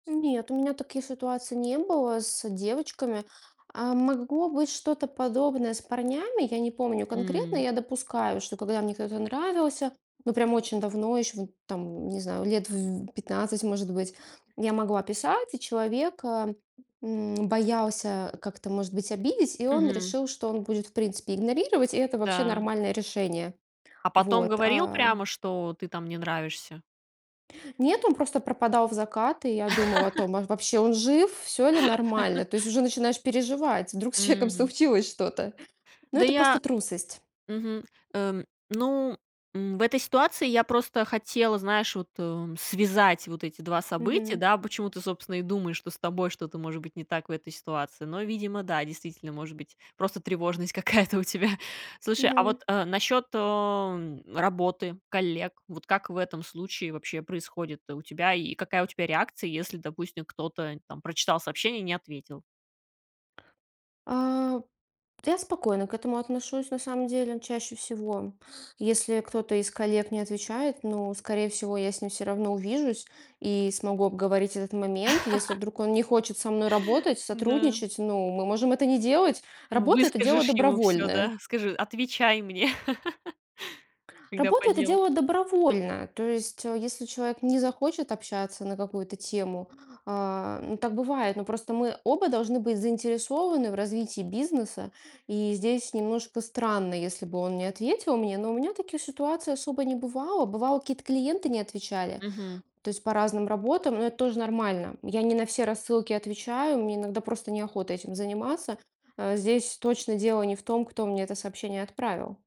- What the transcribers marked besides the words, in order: laugh; laugh; laughing while speaking: "какая-то у тебя"; laugh; laugh
- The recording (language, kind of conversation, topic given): Russian, podcast, Как вы обычно реагируете, когда видите «прочитано», но ответа нет?